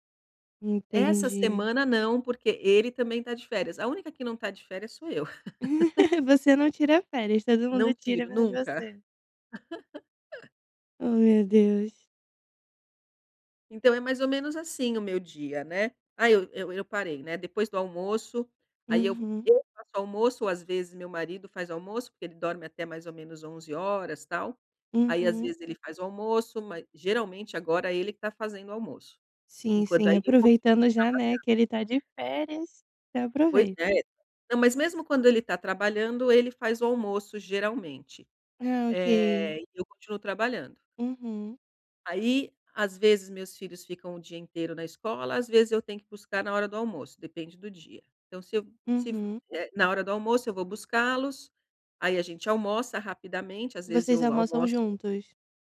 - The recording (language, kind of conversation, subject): Portuguese, advice, Por que não consigo relaxar depois de um dia estressante?
- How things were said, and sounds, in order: laugh; laugh